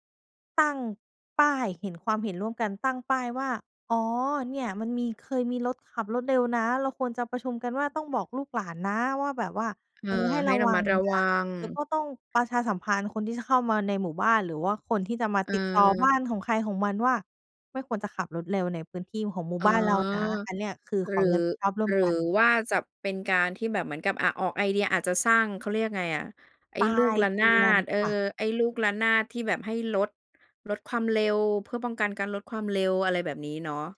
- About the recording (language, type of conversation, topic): Thai, podcast, คุณคิดว่า “ความรับผิดชอบร่วมกัน” ในชุมชนหมายถึงอะไร?
- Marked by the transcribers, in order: none